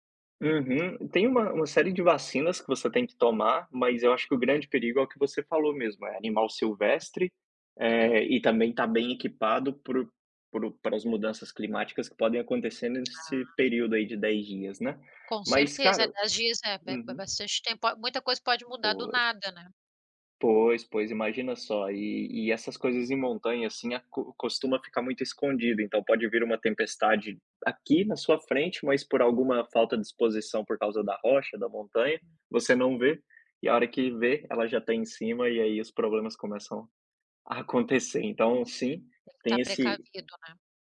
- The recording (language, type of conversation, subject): Portuguese, unstructured, Qual lugar no mundo você sonha em conhecer?
- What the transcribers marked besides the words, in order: tapping